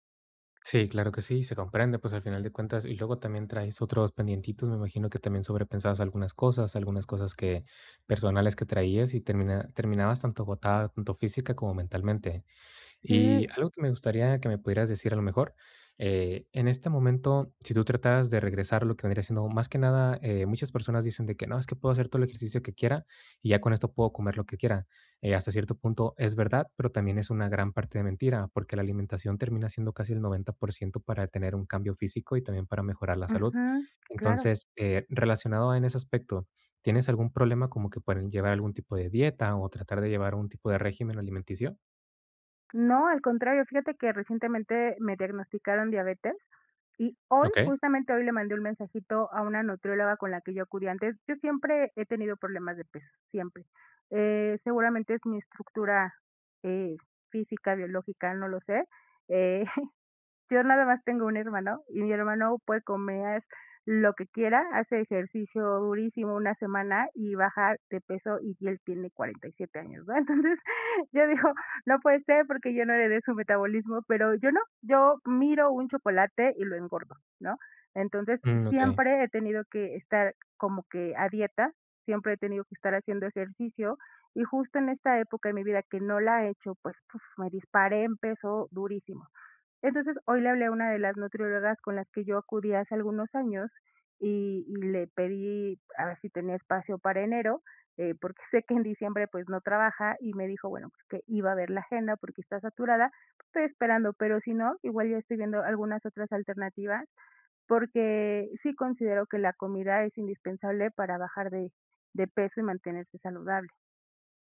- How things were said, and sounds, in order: other background noise; chuckle; laughing while speaking: "Entonces"
- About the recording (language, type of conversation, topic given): Spanish, advice, ¿Cómo puedo recuperar la disciplina con pasos pequeños y sostenibles?